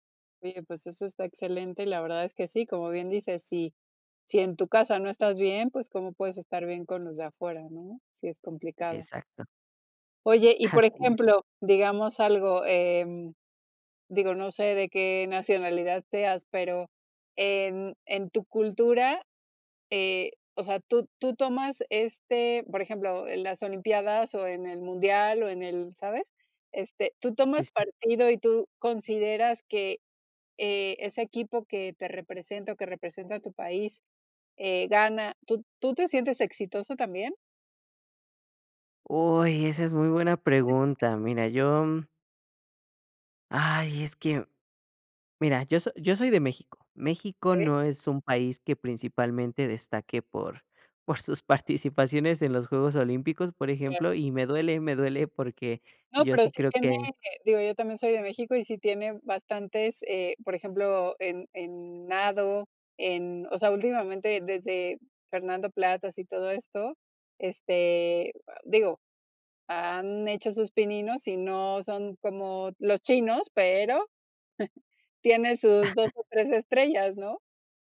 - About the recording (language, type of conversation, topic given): Spanish, podcast, ¿Qué significa para ti tener éxito?
- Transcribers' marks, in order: unintelligible speech; other noise; laughing while speaking: "por sus"; other background noise; giggle